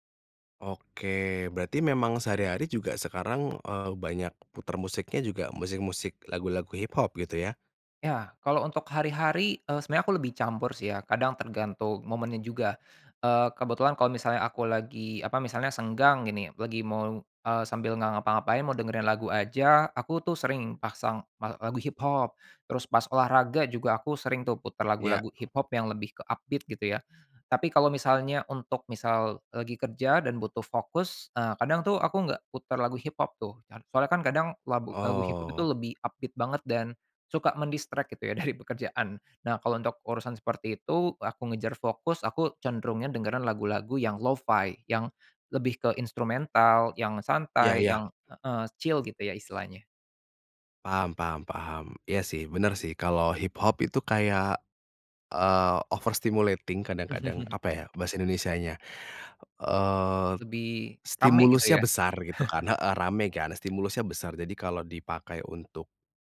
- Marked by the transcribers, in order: other background noise; in English: "upbeat"; in English: "upbeat"; in English: "men-distract"; in English: "chill"; tongue click; in English: "overstimulating"; chuckle; chuckle
- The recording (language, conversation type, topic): Indonesian, podcast, Lagu apa yang membuat kamu merasa seperti pulang atau merasa nyaman?